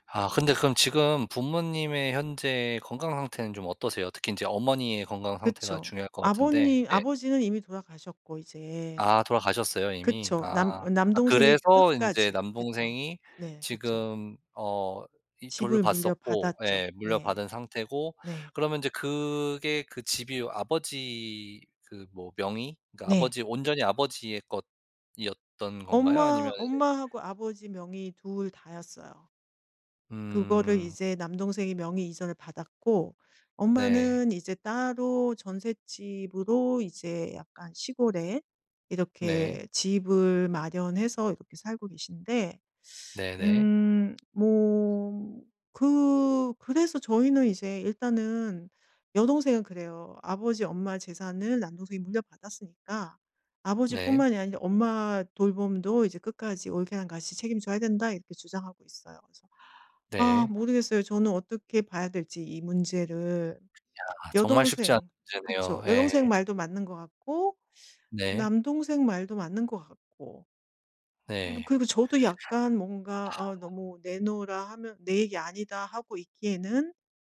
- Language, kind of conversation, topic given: Korean, advice, 부모님의 건강이 악화되면서 돌봄과 의사결정 권한을 두고 가족 간에 갈등이 있는데, 어떻게 해결하면 좋을까요?
- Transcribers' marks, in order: tapping; other background noise